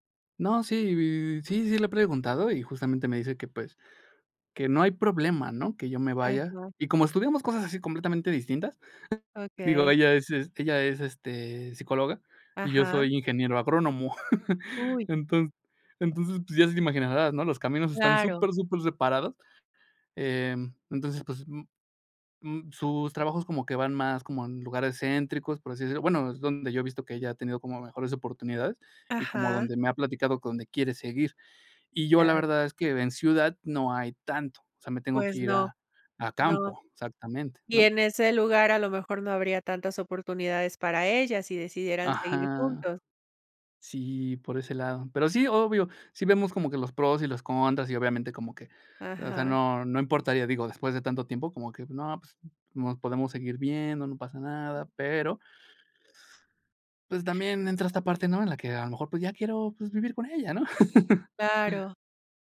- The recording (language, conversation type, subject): Spanish, advice, ¿Cómo puedo dejar de evitar decisiones importantes por miedo a equivocarme?
- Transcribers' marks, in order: laugh; unintelligible speech; other noise; laugh